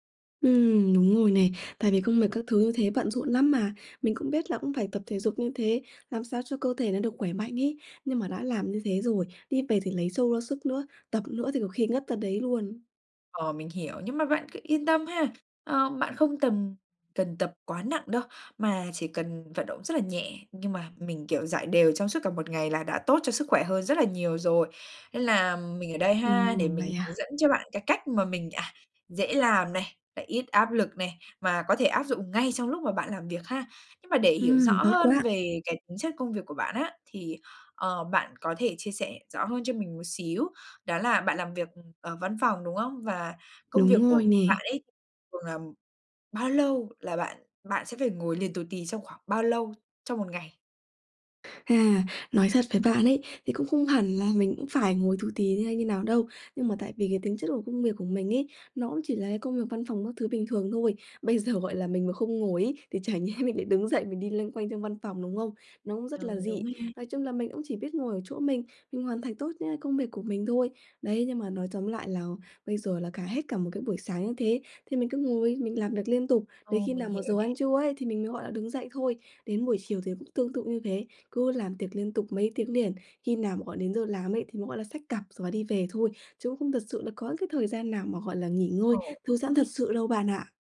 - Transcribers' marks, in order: tapping; laughing while speaking: "giờ"; laughing while speaking: "nhẽ"
- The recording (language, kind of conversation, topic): Vietnamese, advice, Làm sao để tôi vận động nhẹ nhàng xuyên suốt cả ngày khi phải ngồi nhiều?